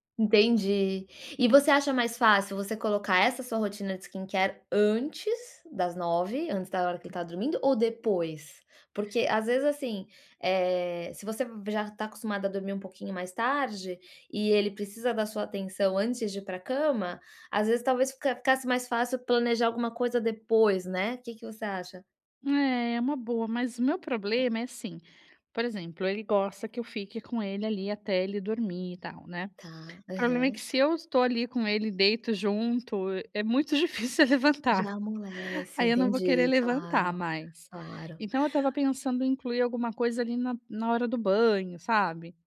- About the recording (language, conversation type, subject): Portuguese, advice, Como posso criar uma rotina leve de autocuidado antes de dormir?
- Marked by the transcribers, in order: in English: "skincare"; tapping; other background noise; laughing while speaking: "difícil eu levantar"